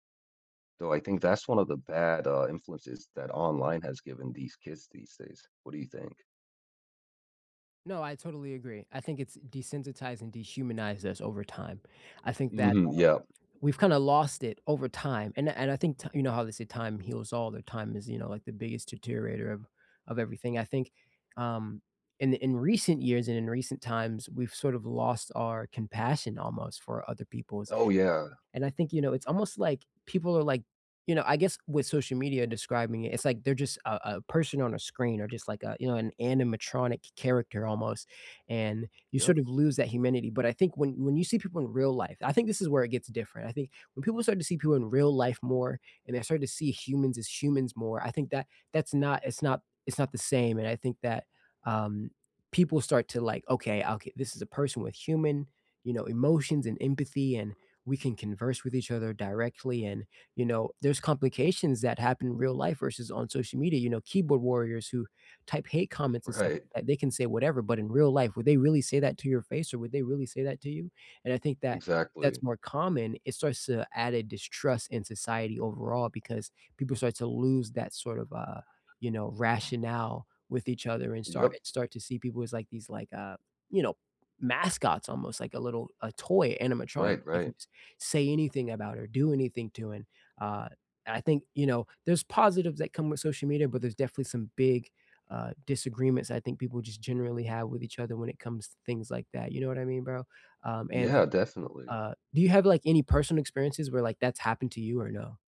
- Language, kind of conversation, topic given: English, unstructured, Do you think people today trust each other less than they used to?
- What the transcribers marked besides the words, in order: tapping; "humanity" said as "huminity"; other background noise